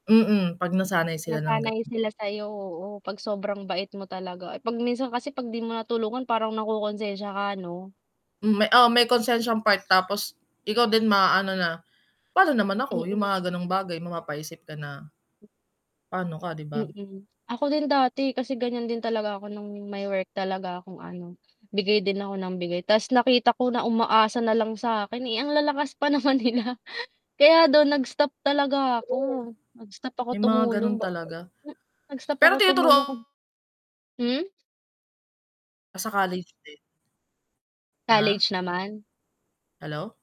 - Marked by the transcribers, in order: static; distorted speech; tapping; other background noise; laughing while speaking: "pa naman nila"; other animal sound; unintelligible speech
- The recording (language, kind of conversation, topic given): Filipino, unstructured, Paano ka magpapasya sa pagitan ng pagtulong sa pamilya at pagtupad sa sarili mong pangarap?